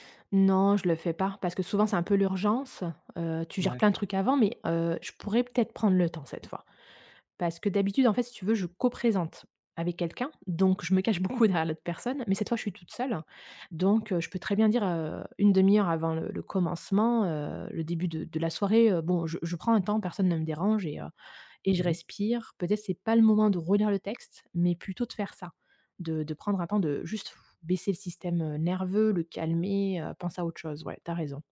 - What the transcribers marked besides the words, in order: blowing
- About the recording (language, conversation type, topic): French, advice, Comment décririez-vous votre anxiété avant de prendre la parole en public ?